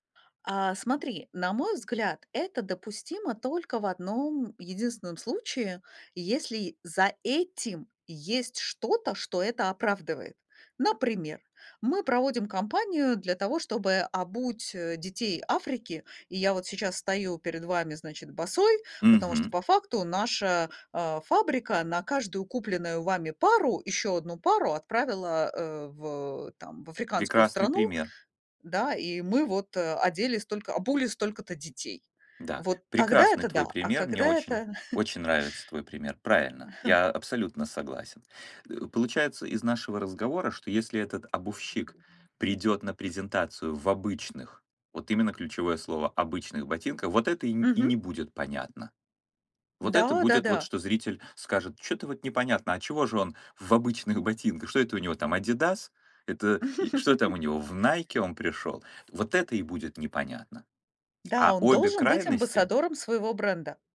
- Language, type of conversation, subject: Russian, podcast, Что делает образ профессиональным и внушающим доверие?
- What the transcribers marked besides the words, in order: chuckle; other background noise; laugh